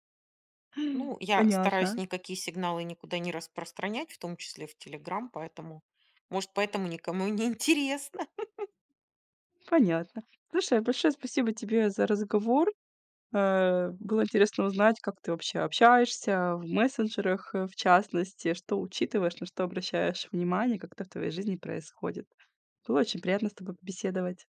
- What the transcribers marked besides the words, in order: chuckle
- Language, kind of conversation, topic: Russian, podcast, Что важно учитывать при общении в интернете и в мессенджерах?